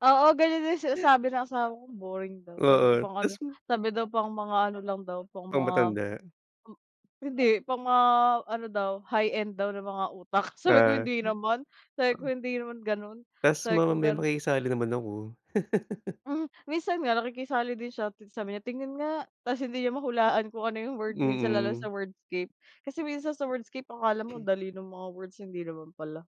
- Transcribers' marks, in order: dog barking; laughing while speaking: "utak"; laugh; other background noise
- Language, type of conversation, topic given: Filipino, unstructured, Anong libangan ang palagi mong ginagawa kapag may libreng oras ka?
- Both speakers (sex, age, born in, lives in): female, 30-34, United Arab Emirates, Philippines; male, 40-44, Philippines, Philippines